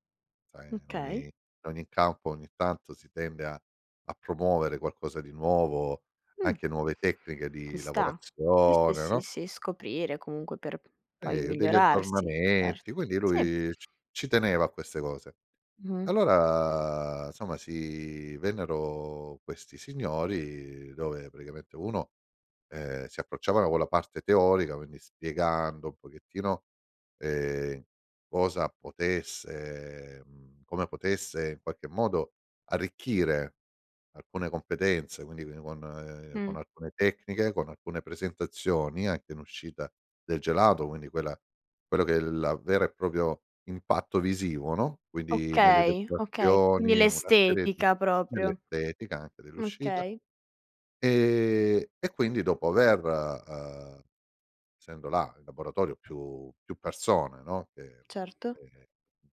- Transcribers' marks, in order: tapping; other background noise; drawn out: "Allora"; drawn out: "vennero"; drawn out: "potesse"; drawn out: "con"; "proprio" said as "propio"
- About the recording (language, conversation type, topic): Italian, podcast, Come fai a superare la paura di sentirti un po’ arrugginito all’inizio?